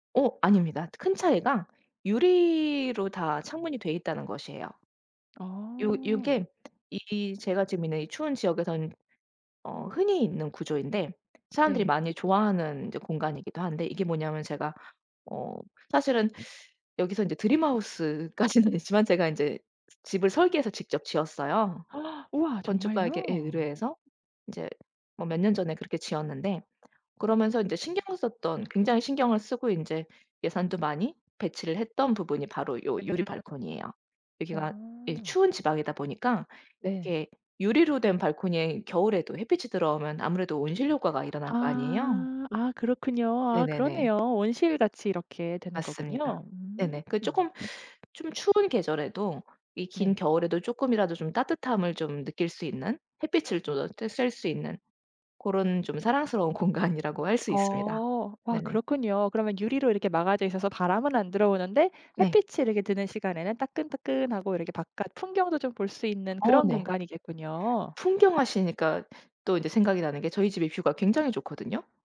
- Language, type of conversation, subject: Korean, podcast, 집에서 가장 편안한 공간은 어디인가요?
- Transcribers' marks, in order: teeth sucking; in English: "드림하우스"; laughing while speaking: "까지는 아니지만"; gasp; other background noise; teeth sucking; tapping; laughing while speaking: "공간이라고"